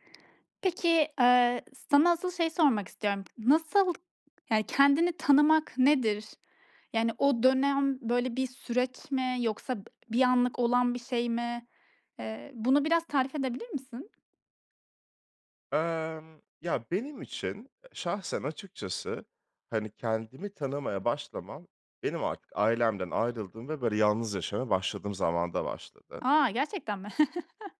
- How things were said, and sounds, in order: tapping; other noise; chuckle
- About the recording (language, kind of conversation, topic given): Turkish, podcast, Kendini tanımaya nereden başladın?